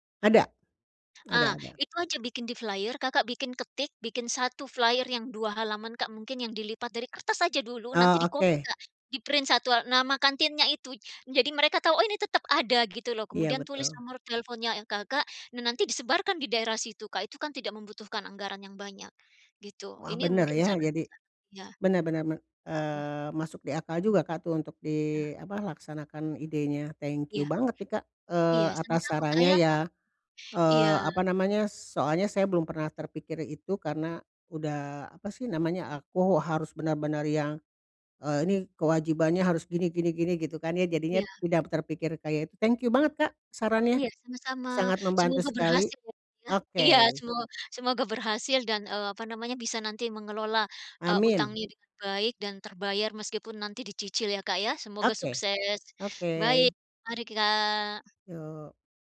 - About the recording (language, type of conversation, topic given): Indonesian, advice, Bagaimana cara mengelola utang dan tagihan yang mendesak?
- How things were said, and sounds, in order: other background noise; in English: "flyer"; in English: "flyer"; in English: "print"; tapping